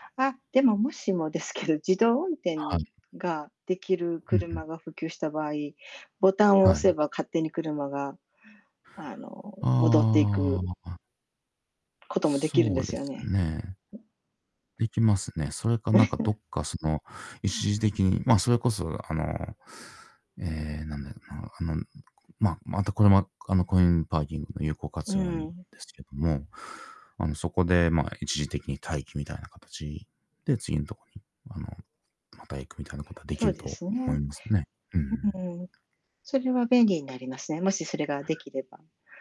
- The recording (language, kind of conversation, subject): Japanese, unstructured, 未来の交通はどのように変わっていくと思いますか？
- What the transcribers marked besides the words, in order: other background noise; drawn out: "ああ"; laugh; distorted speech